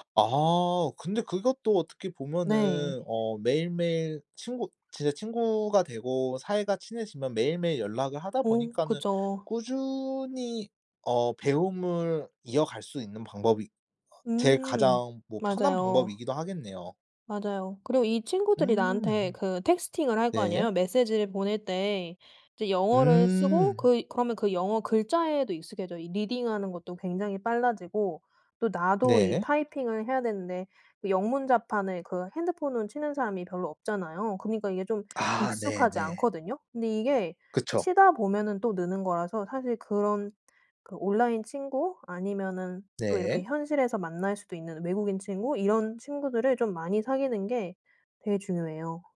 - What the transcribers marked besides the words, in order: in English: "texting을"; tapping; in English: "reading하는"; other background noise; in English: "typing을"
- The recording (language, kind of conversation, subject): Korean, podcast, 짧게라도 매일 배우는 습관은 어떻게 만들었나요?